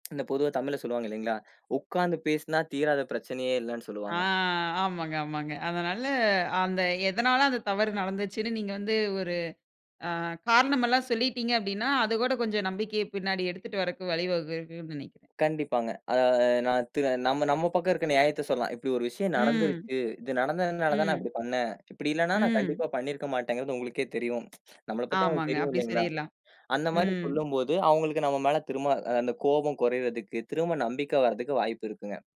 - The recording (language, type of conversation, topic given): Tamil, podcast, சண்டைக்குப் பிறகு நம்பிக்கையை எப்படி மீட்டெடுக்கலாம்?
- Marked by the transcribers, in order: other background noise; drawn out: "ஆ"; other noise; tapping